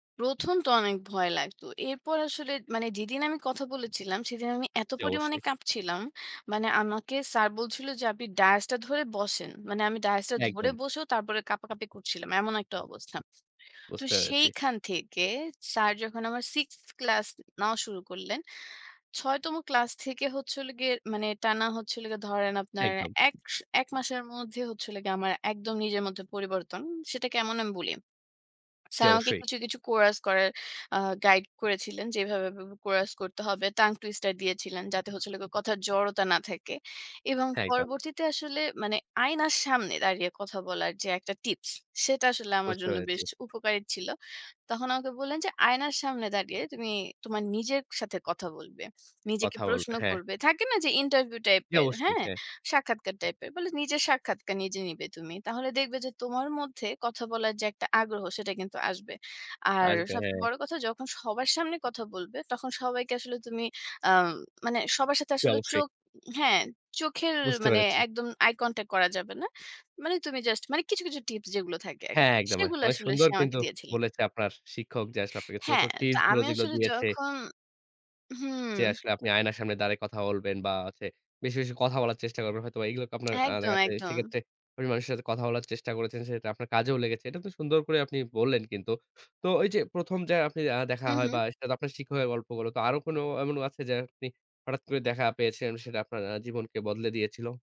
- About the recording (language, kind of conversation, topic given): Bengali, podcast, তোমার কি কখনও পথে হঠাৎ কারও সঙ্গে দেখা হয়ে তোমার জীবন বদলে গেছে?
- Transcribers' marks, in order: none